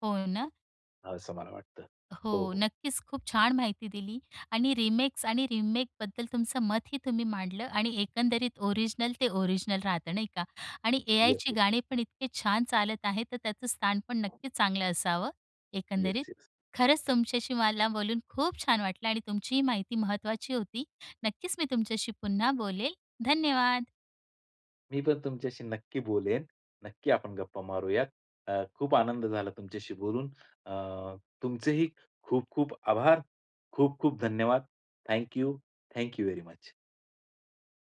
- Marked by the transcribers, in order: in English: "रिमेक्स"; in English: "रीमेकबद्दल"; other background noise; in English: "ओरिजिनल"; in English: "ओरिजिनल"; in English: "येस, येस"; in English: "थँक यू, थँक यू व्हेरी मच"
- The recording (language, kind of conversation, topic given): Marathi, podcast, रीमिक्स आणि रिमेकबद्दल तुमचं काय मत आहे?